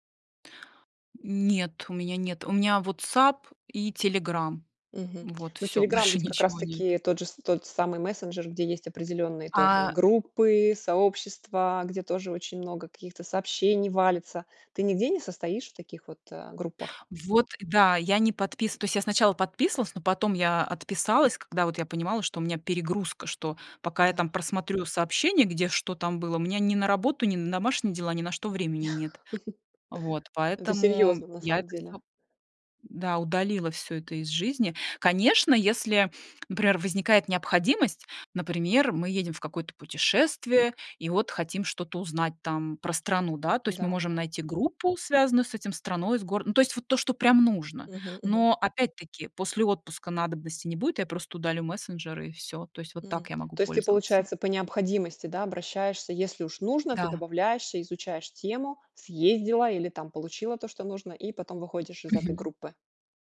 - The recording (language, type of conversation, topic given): Russian, podcast, Как вы справляетесь с бесконечными лентами в телефоне?
- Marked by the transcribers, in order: laughing while speaking: "больше"; laugh; tapping